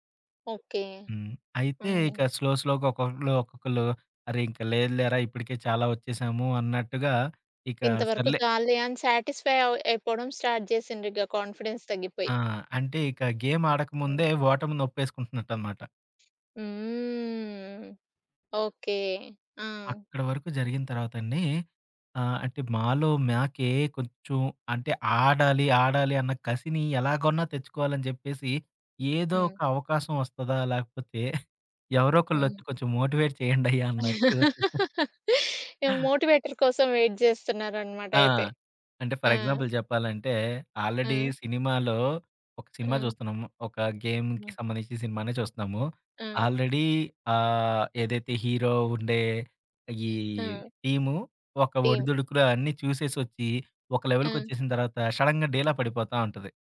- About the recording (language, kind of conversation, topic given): Telugu, podcast, మీరు మీ టీమ్‌లో విశ్వాసాన్ని ఎలా పెంచుతారు?
- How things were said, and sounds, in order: in English: "స్లో, స్లోగా"; tapping; in English: "సాటిస్ఫై"; in English: "స్టార్ట్"; in English: "కాన్ఫిడెన్స్"; in English: "గేమ్"; other background noise; drawn out: "హ్మ్"; in English: "మోటివేట్"; laugh; in English: "మోటివేటర్"; giggle; in English: "వెయిట్"; in English: "ఫర్ ఎగ్జాంపుల్"; in English: "ఆల్రెడీ"; in English: "గేమ్‌కి"; in English: "ఆల్రెడీ"; in English: "టీమ్"; in English: "షడన్‌గా"